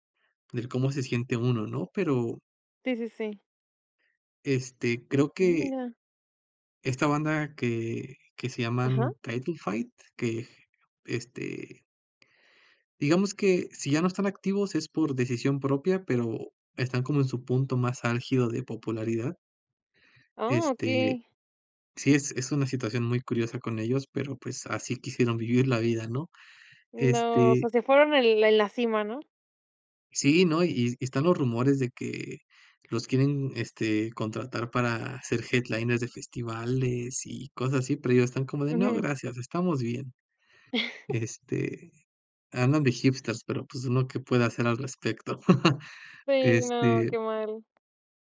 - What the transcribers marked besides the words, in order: chuckle; tapping; chuckle
- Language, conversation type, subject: Spanish, podcast, ¿Qué artista recomendarías a cualquiera sin dudar?